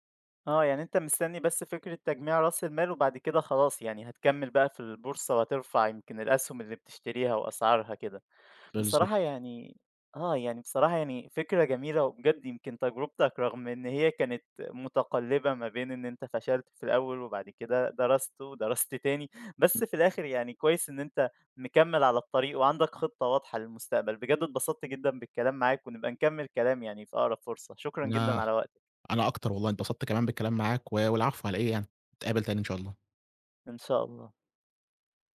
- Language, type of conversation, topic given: Arabic, podcast, إزاي بدأت مشروع الشغف بتاعك؟
- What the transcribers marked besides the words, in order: none